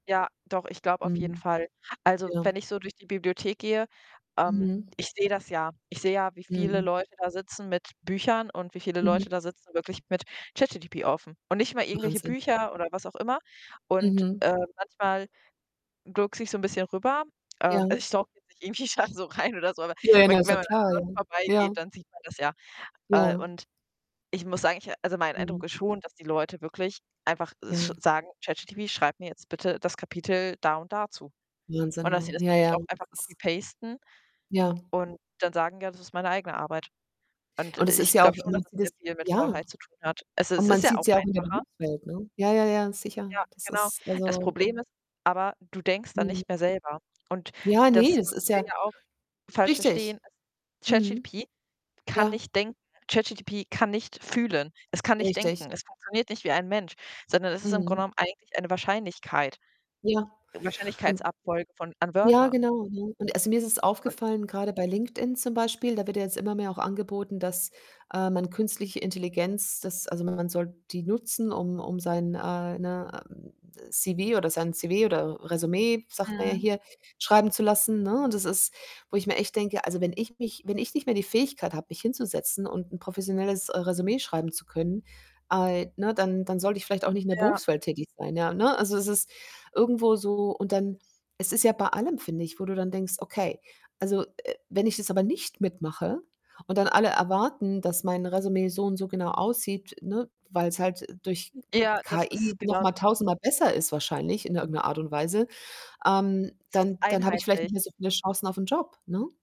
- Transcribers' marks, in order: other background noise; "ChatGPT" said as "ChatGTP"; distorted speech; laughing while speaking: "irgendwie da so rein oder so"; "ChatGPT" said as "ChatGTP"; in English: "copy-pasten"; "ChatGPT" said as "ChatGTP"; "ChatGPT" said as "ChatGTP"; static; tapping; in English: "CV"; in English: "CV"
- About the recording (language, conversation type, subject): German, unstructured, Wie beeinflusst Technik dein Lernen?